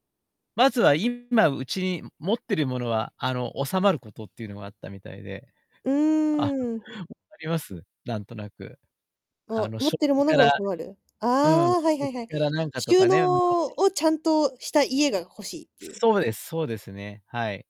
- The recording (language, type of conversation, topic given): Japanese, podcast, 家を購入したとき、最終的な決め手は何でしたか？
- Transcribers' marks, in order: distorted speech